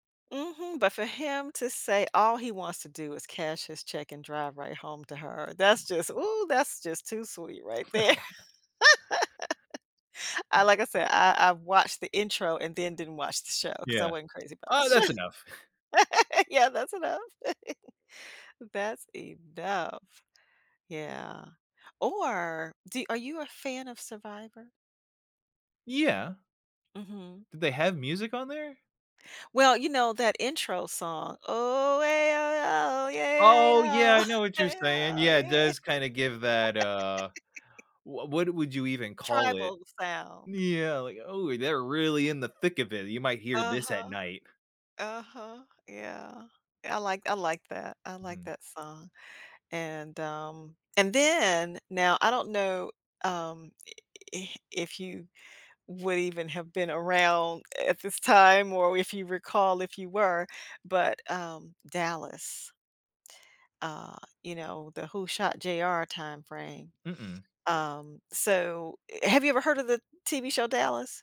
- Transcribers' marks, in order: tapping; laugh; stressed: "ooh"; laughing while speaking: "there"; other background noise; laugh; chuckle; laughing while speaking: "sho Yeah"; laugh; stressed: "enough"; humming a tune; chuckle; humming a tune; laugh
- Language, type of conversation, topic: English, unstructured, How should I feel about a song after it's used in media?